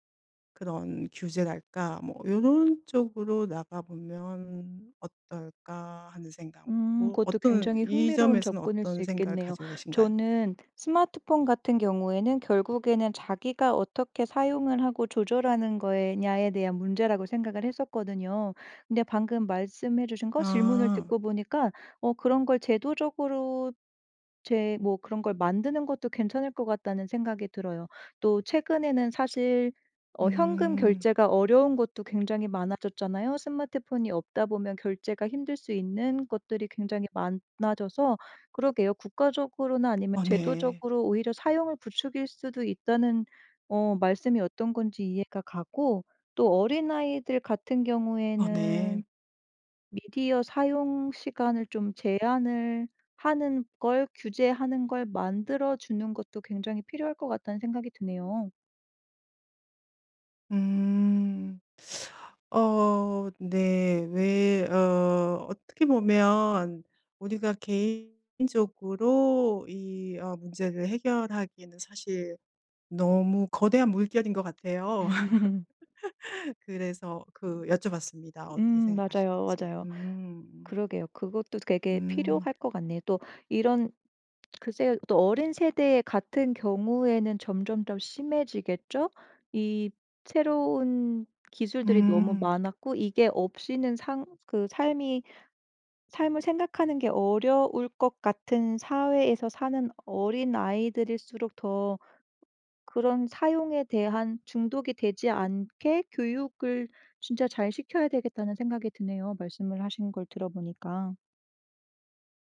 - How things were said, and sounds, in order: teeth sucking; other background noise; laugh
- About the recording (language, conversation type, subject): Korean, podcast, 스마트폰 중독을 줄이는 데 도움이 되는 습관은 무엇인가요?